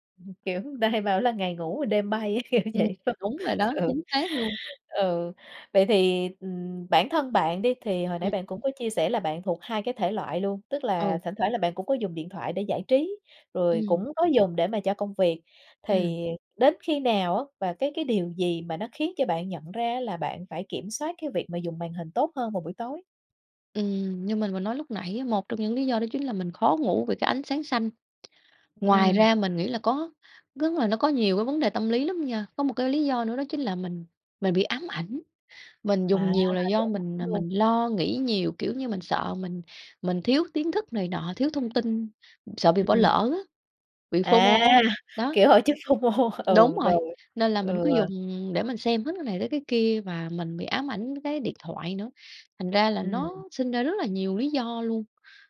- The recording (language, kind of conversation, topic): Vietnamese, podcast, Bạn quản lý việc dùng điện thoại hoặc các thiết bị có màn hình trước khi đi ngủ như thế nào?
- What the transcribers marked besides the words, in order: chuckle; tapping; laughing while speaking: "kiểu vậy, đúng hông? Ừ"; other background noise; in English: "phô mô"; laughing while speaking: "phô mô"; in English: "phô mô"